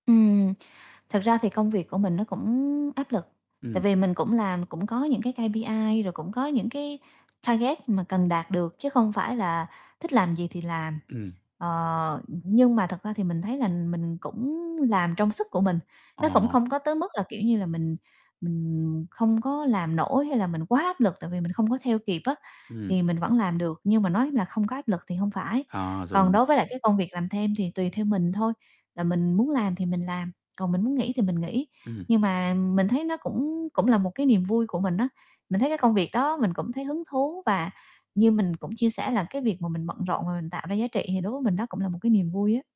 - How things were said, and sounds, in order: mechanical hum; in English: "K-P-I"; in English: "target"; other background noise; other noise; distorted speech; unintelligible speech
- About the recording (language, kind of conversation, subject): Vietnamese, advice, Làm sao để tận hưởng thời gian rảnh mà không cảm thấy áp lực?